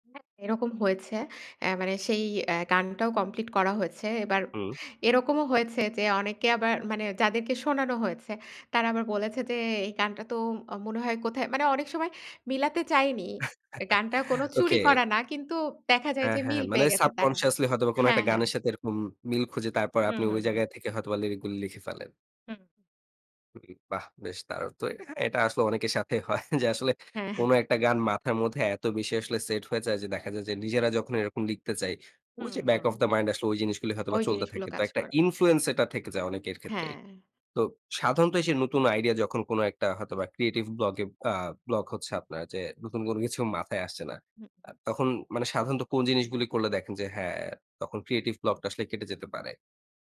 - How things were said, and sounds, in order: chuckle; in English: "সাবকন্সিয়াসলি"; unintelligible speech; other noise; laughing while speaking: "হয় যে"; in English: "back of the mind"; tapping
- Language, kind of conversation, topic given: Bengali, podcast, নতুন আইডিয়া খুঁজে পেতে আপনি সাধারণত কী করেন?